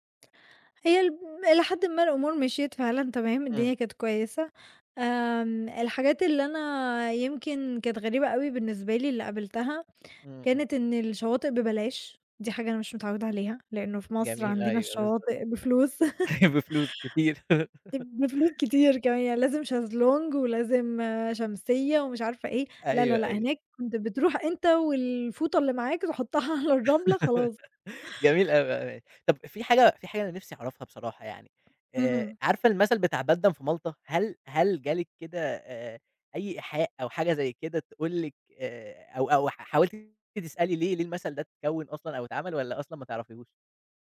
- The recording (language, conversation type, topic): Arabic, podcast, احكيلي عن مغامرة سفر ما هتنساها أبدًا؟
- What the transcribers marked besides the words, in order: laughing while speaking: "أيوه"; laugh; chuckle; laughing while speaking: "بفلوس كتير"; laugh; in English: "شازلونج"; laughing while speaking: "تحُطّها على الرملة خلاص"; laugh; "بيدن" said as "بادّن"